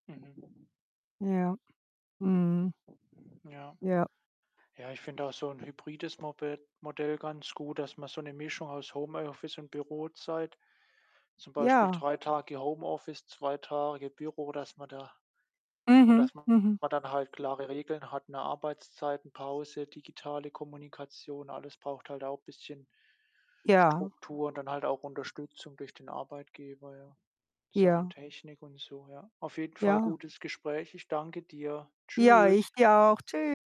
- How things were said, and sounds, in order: other background noise; distorted speech
- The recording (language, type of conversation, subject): German, unstructured, Was denkst du über Homeoffice und das Arbeiten von zu Hause?